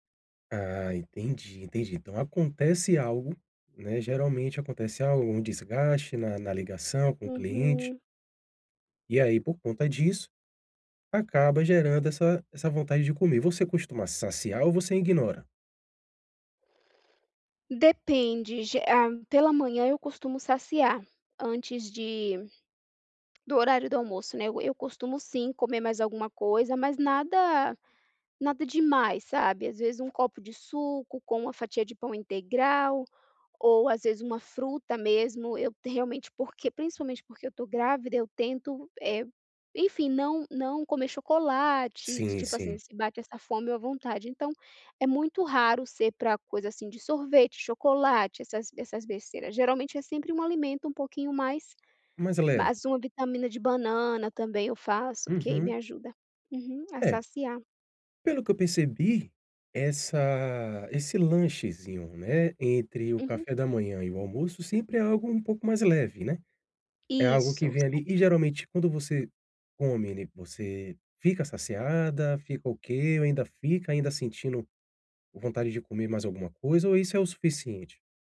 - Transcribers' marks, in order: other background noise
- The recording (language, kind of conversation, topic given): Portuguese, advice, Como posso aprender a reconhecer os sinais de fome e de saciedade no meu corpo?